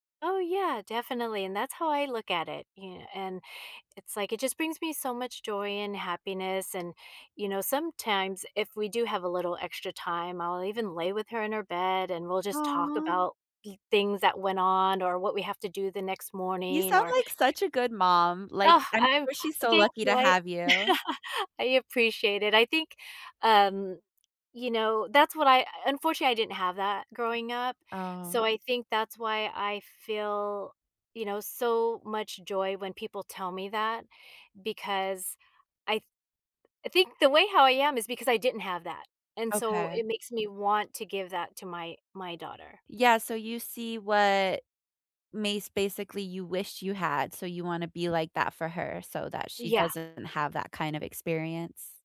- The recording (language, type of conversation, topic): English, unstructured, What is one habit that helps you feel happier?
- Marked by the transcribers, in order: other background noise; chuckle; tapping